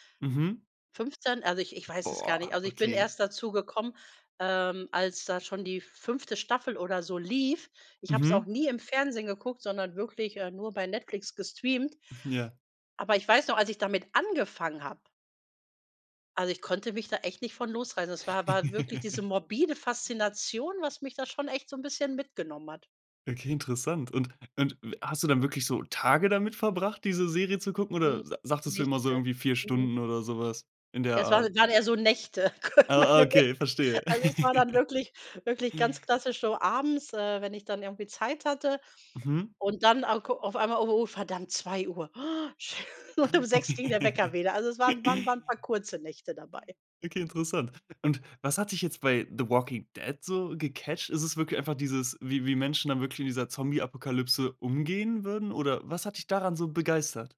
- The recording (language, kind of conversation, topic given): German, podcast, Welche Serie hat dich zuletzt richtig gefesselt, und warum?
- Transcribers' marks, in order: drawn out: "Boah"; other background noise; chuckle; unintelligible speech; laughing while speaking: "Meine Nächte"; chuckle; unintelligible speech; gasp; chuckle